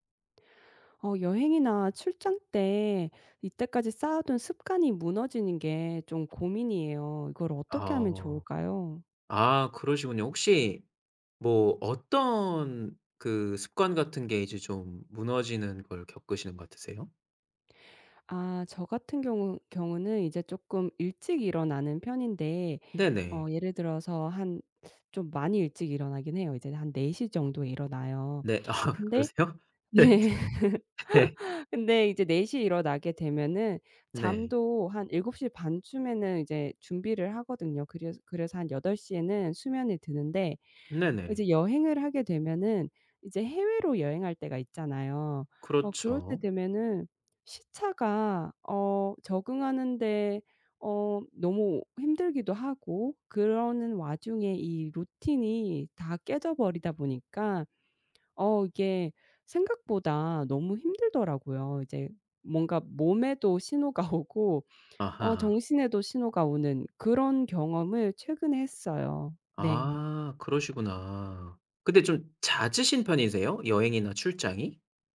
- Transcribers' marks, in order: laughing while speaking: "아 그러세요? 네. 네"; laughing while speaking: "네"; laugh; laughing while speaking: "신호가 오고"
- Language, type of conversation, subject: Korean, advice, 여행이나 출장 중에 습관이 무너지는 문제를 어떻게 해결할 수 있을까요?